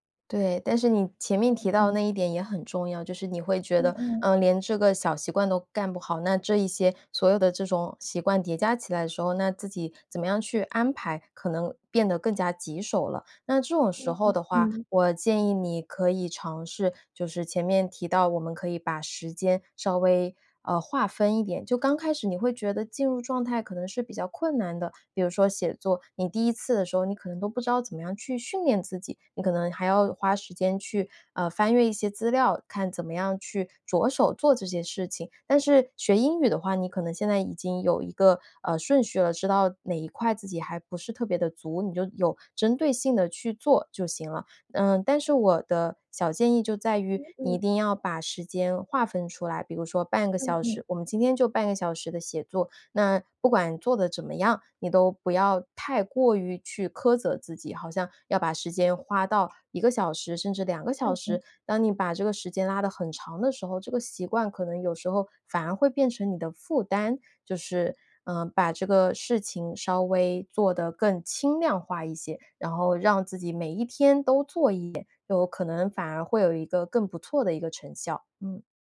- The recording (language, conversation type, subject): Chinese, advice, 为什么我想同时养成多个好习惯却总是失败？
- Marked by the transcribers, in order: other background noise